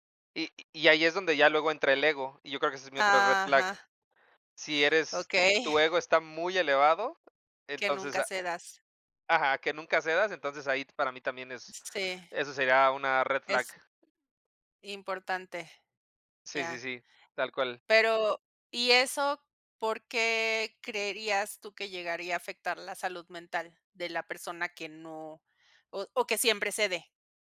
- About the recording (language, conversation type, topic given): Spanish, unstructured, ¿Crees que las relaciones tóxicas afectan mucho la salud mental?
- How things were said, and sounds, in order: other background noise; tapping